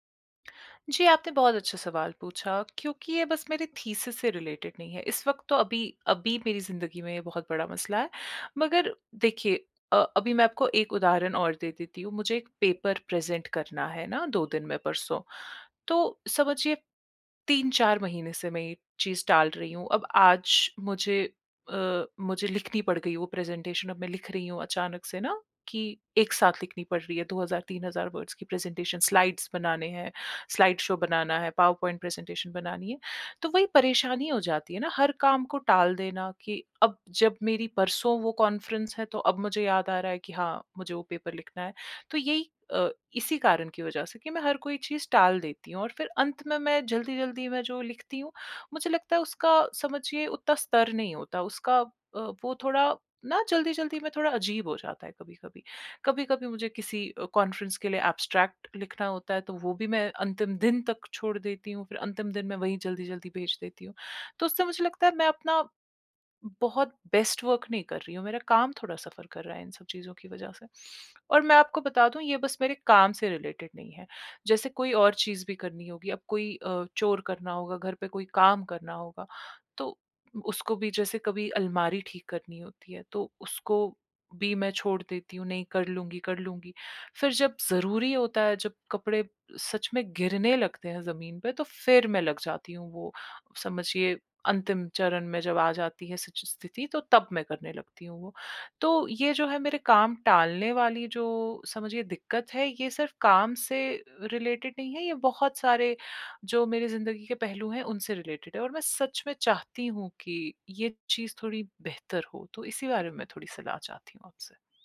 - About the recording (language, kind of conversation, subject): Hindi, advice, मैं बार-बार समय-सीमा क्यों चूक रहा/रही हूँ?
- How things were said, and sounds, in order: in English: "रिलेटेड"; in English: "पेपर प्रेज़ेंट"; in English: "वर्ड्स"; in English: "स्लाइड्स"; in English: "कॉन्फ्रेंस"; in English: "पेपर"; in English: "कॉन्फ्रेंस"; in English: "एब्स्ट्रैक्ट"; in English: "बेस्ट वर्क"; in English: "सफ़र"; in English: "रिलेटेड"; in English: "रिलेटेड"; in English: "रिलेटेड"